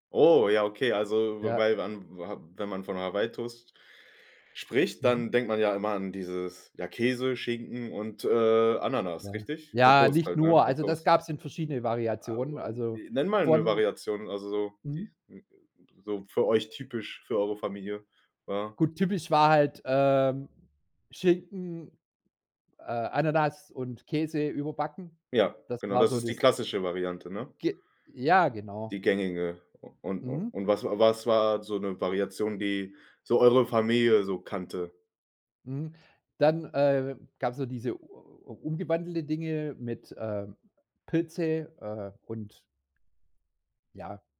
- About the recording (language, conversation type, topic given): German, podcast, Welches Familienrezept würdest du unbedingt weitergeben?
- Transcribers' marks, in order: surprised: "Oh"; other background noise